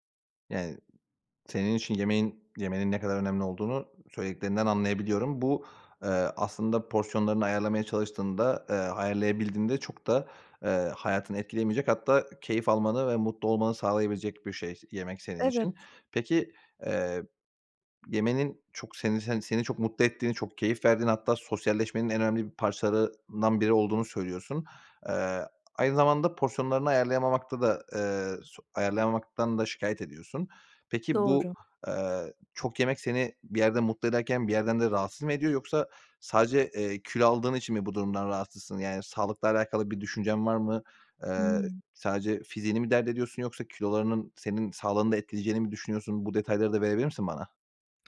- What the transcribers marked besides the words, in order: other background noise; tapping
- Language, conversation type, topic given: Turkish, advice, Arkadaşlarla dışarıda yemek yerken porsiyon kontrolünü nasıl sağlayabilirim?